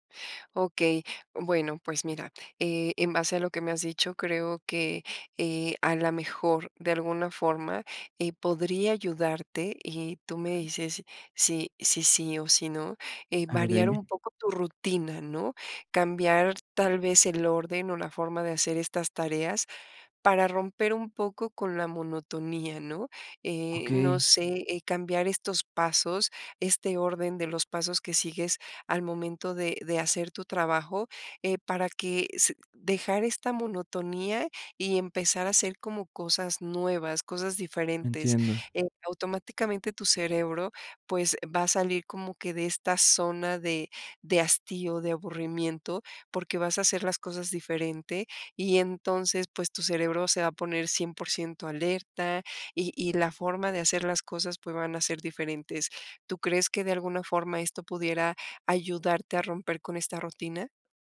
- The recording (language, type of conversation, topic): Spanish, advice, ¿Cómo puedo generar ideas frescas para mi trabajo de todos los días?
- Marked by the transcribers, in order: other background noise